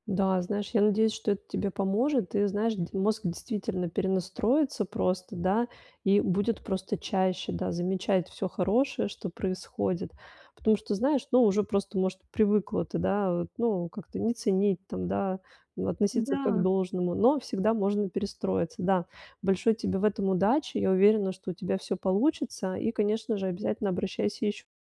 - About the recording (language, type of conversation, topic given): Russian, advice, Как принять то, что у меня уже есть, и быть этим довольным?
- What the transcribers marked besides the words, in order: none